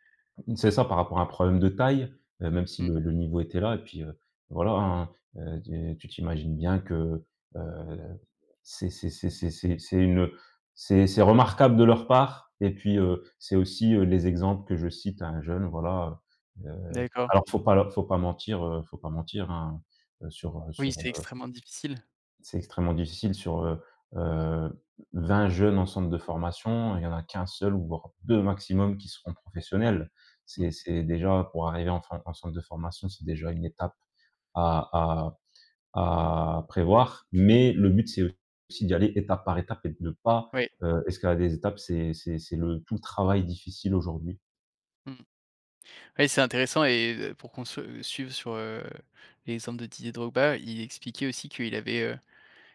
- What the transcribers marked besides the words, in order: other background noise; stressed: "Mais"
- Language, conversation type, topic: French, podcast, Peux-tu me parler d’un projet qui te passionne en ce moment ?